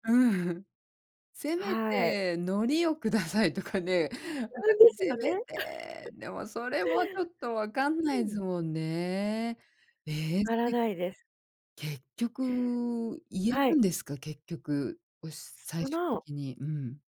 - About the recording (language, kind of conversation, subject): Japanese, podcast, 言葉の壁で困ったときの面白いエピソードを聞かせてもらえますか？
- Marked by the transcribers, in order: unintelligible speech; chuckle